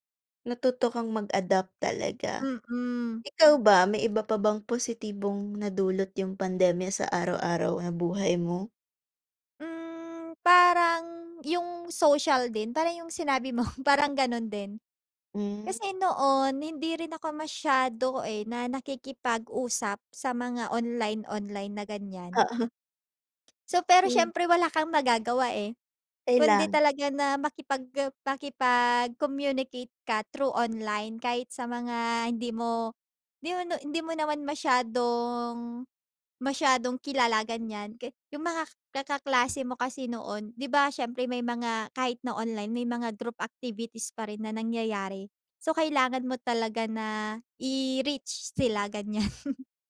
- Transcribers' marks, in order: laughing while speaking: "mo"; laughing while speaking: "Oo"; tapping; chuckle
- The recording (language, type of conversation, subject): Filipino, unstructured, Paano mo ilalarawan ang naging epekto ng pandemya sa iyong araw-araw na pamumuhay?